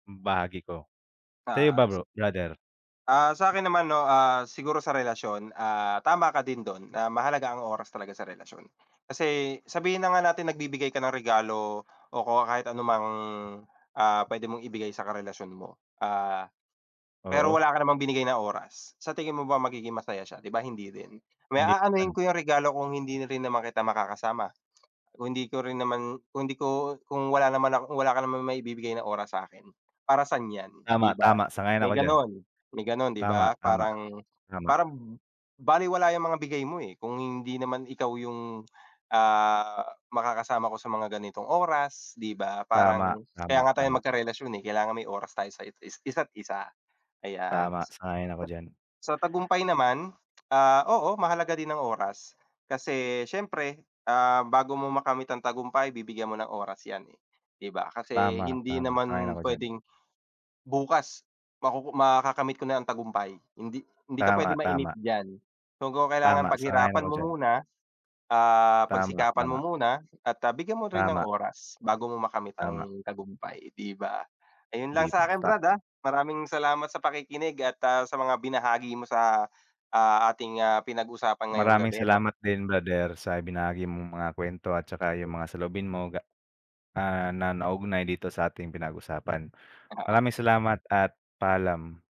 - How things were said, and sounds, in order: none
- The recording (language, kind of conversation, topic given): Filipino, unstructured, Ano ang opinyon mo tungkol sa kahalagahan ng oras sa ating buhay?